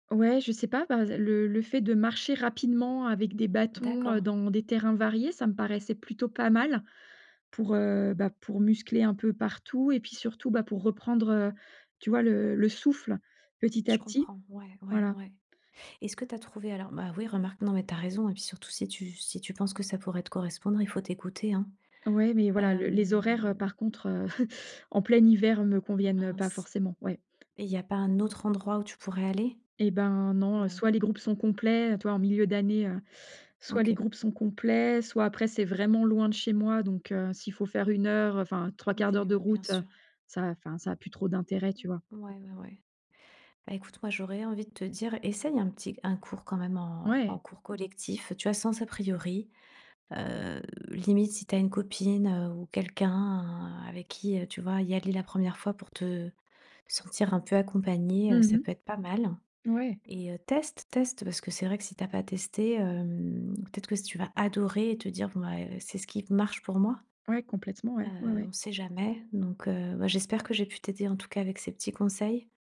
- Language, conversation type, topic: French, advice, Qu’est-ce qui te fait ressentir de la honte ou de la gêne quand tu t’entraînes à la salle de sport parmi les autres ?
- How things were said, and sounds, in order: drawn out: "hem"; chuckle; drawn out: "heu"; drawn out: "hem"